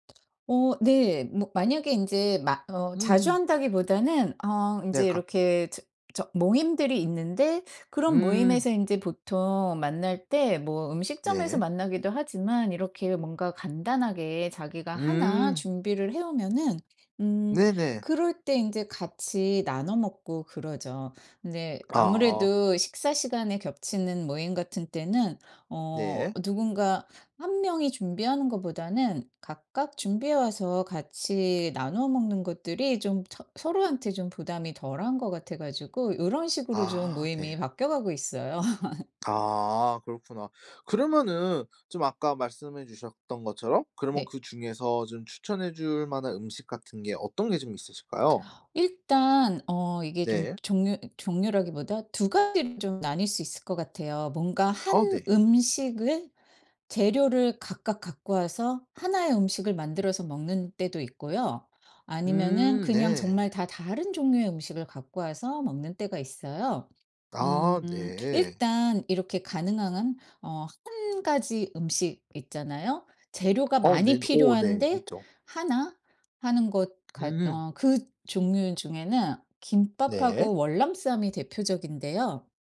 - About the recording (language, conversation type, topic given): Korean, podcast, 간단히 나눠 먹기 좋은 음식 추천해줄래?
- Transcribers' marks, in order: other background noise; tapping; laugh